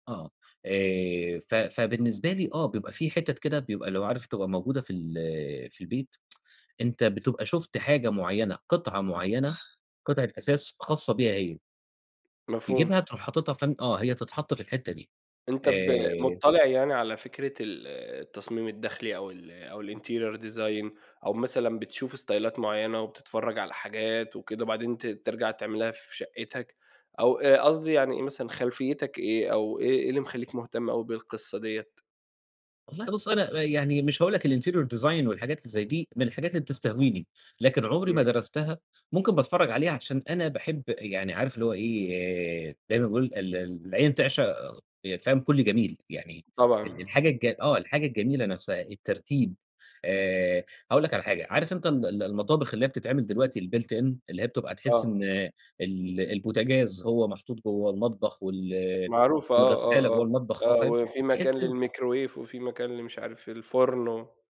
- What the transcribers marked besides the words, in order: tsk; other background noise; in English: "الinterior design"; in English: "استايلات"; tapping; in English: "الinterior design"; in English: "الbuilt in"
- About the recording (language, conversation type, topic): Arabic, podcast, إزاي تستغل المساحات الضيّقة في البيت؟